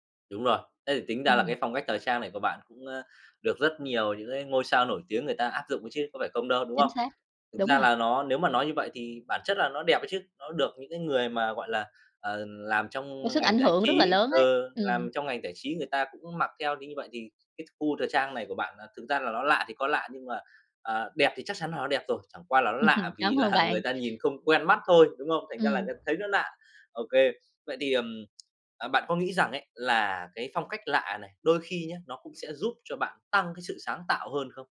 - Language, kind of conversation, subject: Vietnamese, podcast, Bạn xử lý ra sao khi bị phán xét vì phong cách khác lạ?
- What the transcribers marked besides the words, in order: other background noise; laugh; laughing while speaking: "là"; "lạ" said as "nạ"; tapping